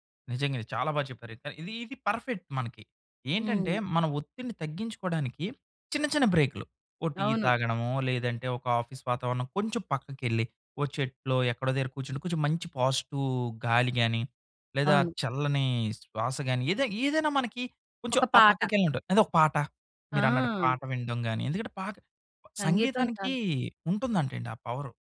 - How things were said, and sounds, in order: in English: "పర్ఫెక్ట్"; in English: "ఆఫీస్"; in English: "పాజిటివ్"
- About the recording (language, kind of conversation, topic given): Telugu, podcast, ఒత్తిడి తగ్గించుకోవడానికి మీరు ఇష్టపడే చిన్న అలవాటు ఏది?